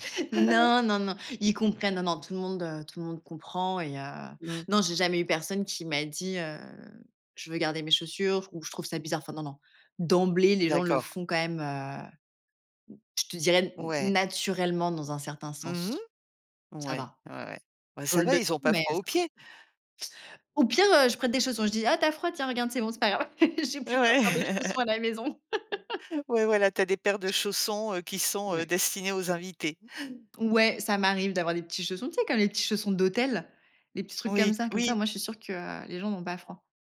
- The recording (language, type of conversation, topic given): French, podcast, Comment prépares-tu ta maison pour recevoir des invités ?
- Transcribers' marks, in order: tapping; laughing while speaking: "Ouais"; laughing while speaking: "J'ai plusieurs paires de chaussons à la maison"; laugh; other background noise